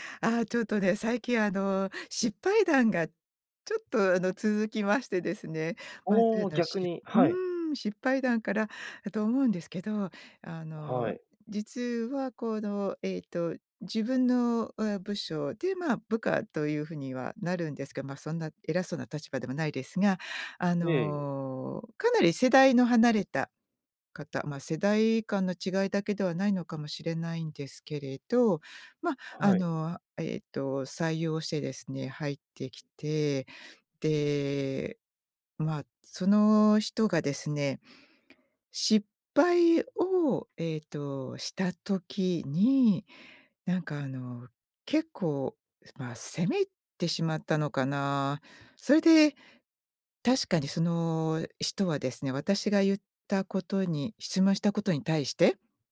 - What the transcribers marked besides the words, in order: none
- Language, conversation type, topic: Japanese, podcast, 相手の立場を理解するために、普段どんなことをしていますか？